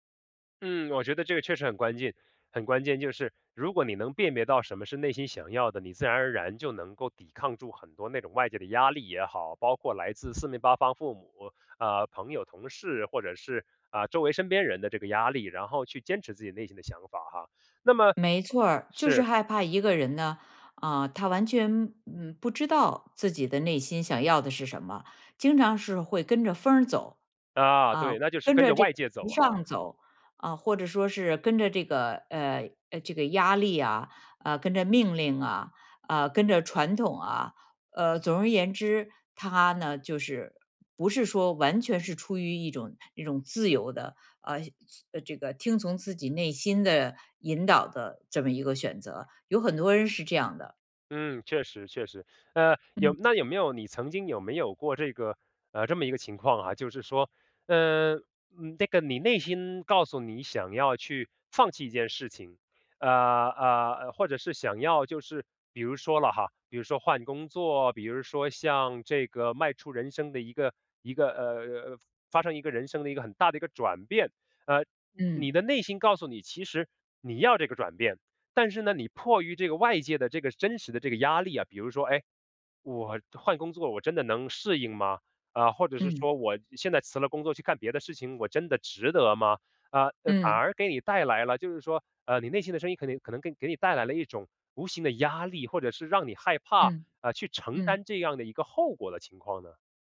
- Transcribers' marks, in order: other background noise; unintelligible speech; "能" said as "宁"
- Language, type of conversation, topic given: Chinese, podcast, 你如何辨别内心的真实声音？